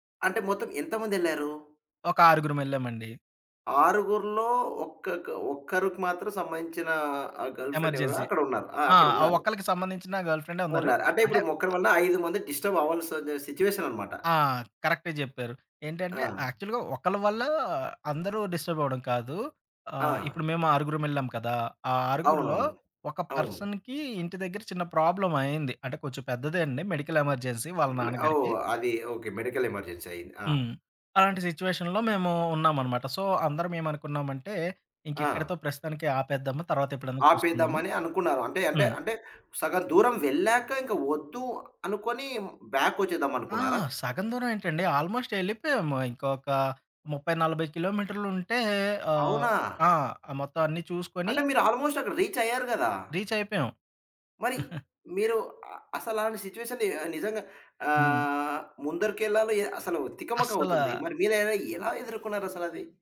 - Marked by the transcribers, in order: in English: "గర్ల్"; in English: "ఎమర్జెన్సీ"; in English: "గర్ల్"; other background noise; in English: "కరెక్ట్‌గా"; in English: "యాక్చువల్‌గా"; in English: "పర్సన్‌కి"; in English: "ప్రాబ్లమ్"; in English: "మెడికల్ ఎమర్జెన్సీ"; in English: "మెడికల్ ఎమర్జెన్సీ"; in English: "సిట్యుయేషన్‌లో"; in English: "సో"; in English: "ఆల్మోస్ట్"; in English: "ఆల్మోస్ట్"; in English: "రీచ్"; giggle; in English: "సిట్యుయేషన్"
- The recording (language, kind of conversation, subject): Telugu, podcast, మధ్యలో విభేదాలున్నప్పుడు నమ్మకం నిలబెట్టుకోవడానికి మొదటి అడుగు ఏమిటి?